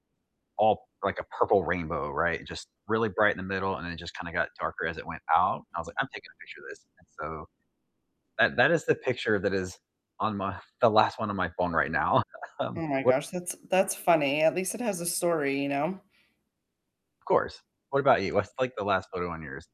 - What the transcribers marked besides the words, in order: other background noise; static; distorted speech; laughing while speaking: "my"; tapping; laughing while speaking: "um"
- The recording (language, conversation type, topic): English, unstructured, What’s the last photo on your phone, and what memory or moment does it capture for you?
- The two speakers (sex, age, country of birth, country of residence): female, 35-39, United States, United States; male, 40-44, United States, United States